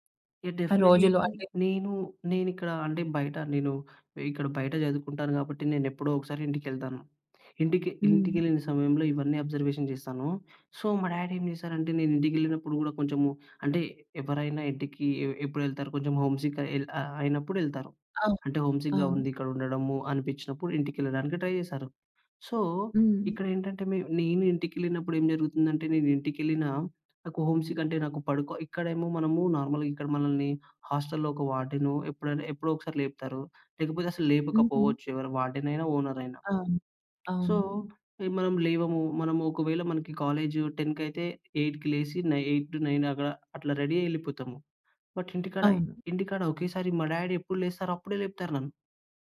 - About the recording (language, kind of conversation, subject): Telugu, podcast, మీ కుటుంబం ఉదయం ఎలా సిద్ధమవుతుంది?
- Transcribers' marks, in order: in English: "డెఫినెట్‌లీ"; in English: "అబ్జర్వేషన్"; in English: "సో"; in English: "డాడీ"; in English: "హోమ్ సిక్"; in English: "హోమ్ సిక్‌గా"; in English: "ట్రై"; in English: "సో"; in English: "హోమ్ సిక్"; in English: "నార్మల్‍గా"; tapping; in English: "సో"; in English: "టెన్‍కయితే, ఎయిట్‍కి"; in English: "నై ఎయిట్ టూ నైన్"; in English: "రెడీ"; in English: "బట్"; in English: "డాడి"